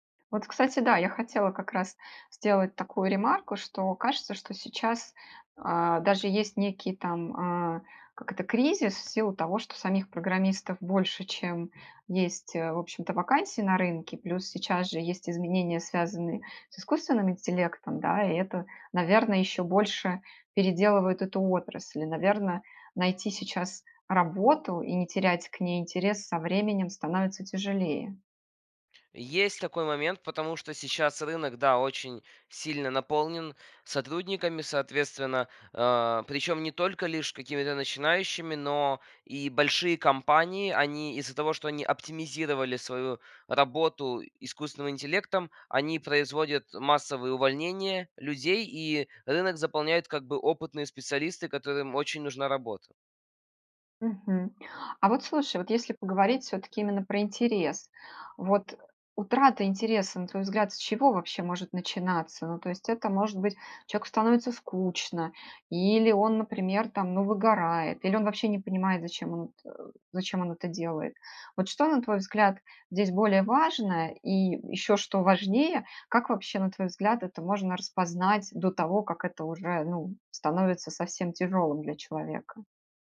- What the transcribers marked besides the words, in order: other background noise
- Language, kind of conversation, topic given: Russian, podcast, Как не потерять интерес к работе со временем?